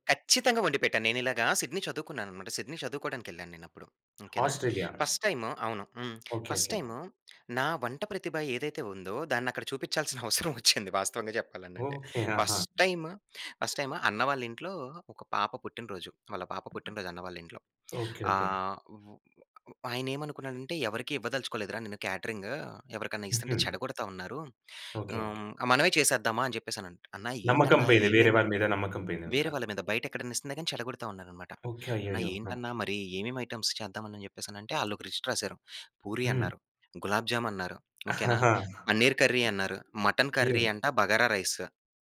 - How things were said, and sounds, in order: in English: "ఫస్ట్ టైమ్"; in English: "ఫస్ట్ టైమ్"; chuckle; in English: "ఫస్ట్ టైమ్, ఫస్ట్ టైమ్"; other background noise; in English: "క్యాటరింగ్"; tapping; in English: "ఐటెమ్స్"; in English: "లిస్ట్"; laugh; in English: "పనీర్ కర్రీ"; in English: "మటన్ కర్రీ"; in English: "బగారా రైస్"
- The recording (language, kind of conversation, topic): Telugu, podcast, అతిథుల కోసం వండేటప్పుడు ఒత్తిడిని ఎలా ఎదుర్కొంటారు?